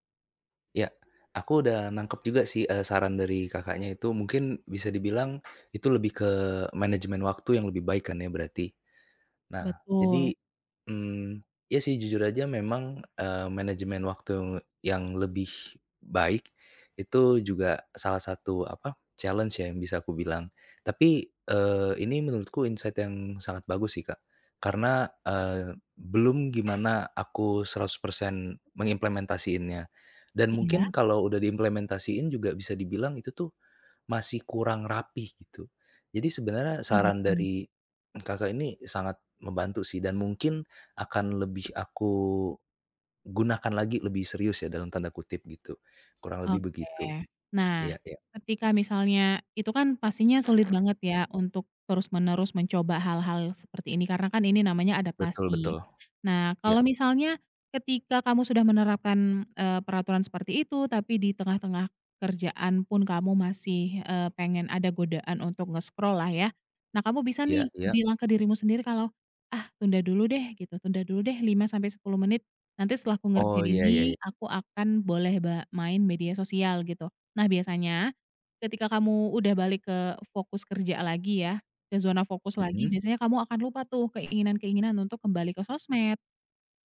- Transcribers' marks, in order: other background noise; in English: "challenge"; in English: "insight"; tapping; in English: "nge-scroll"
- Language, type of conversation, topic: Indonesian, advice, Mengapa saya sulit memulai tugas penting meski tahu itu prioritas?